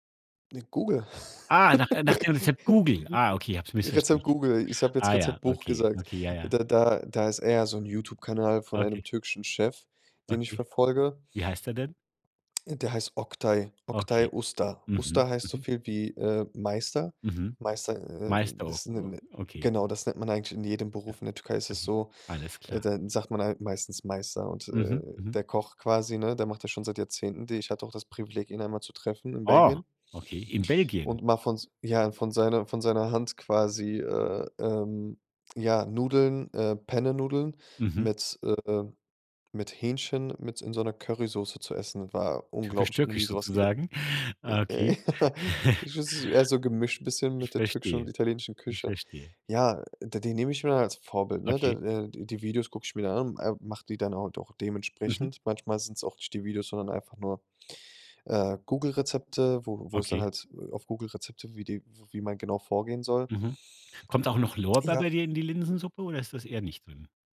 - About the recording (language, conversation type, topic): German, podcast, Wie planst du ein Menü für Gäste, ohne in Stress zu geraten?
- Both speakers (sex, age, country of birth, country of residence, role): male, 25-29, Germany, Germany, guest; male, 50-54, Germany, Germany, host
- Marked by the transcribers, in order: chuckle; tapping; in Turkish: "Usta"; surprised: "Oh"; laughing while speaking: "ja"; unintelligible speech; snort; chuckle; other background noise